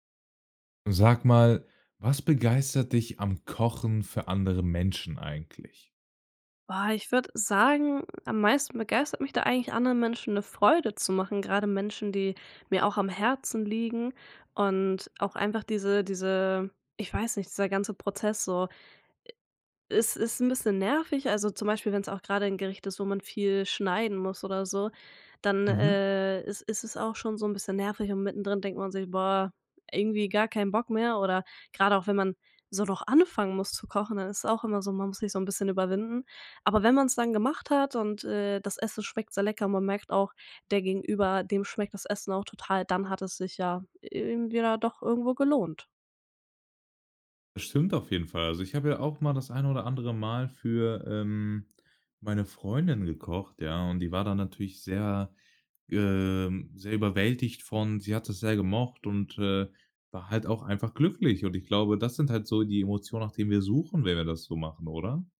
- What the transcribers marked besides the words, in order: stressed: "anfangen"
- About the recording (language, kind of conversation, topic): German, podcast, Was begeistert dich am Kochen für andere Menschen?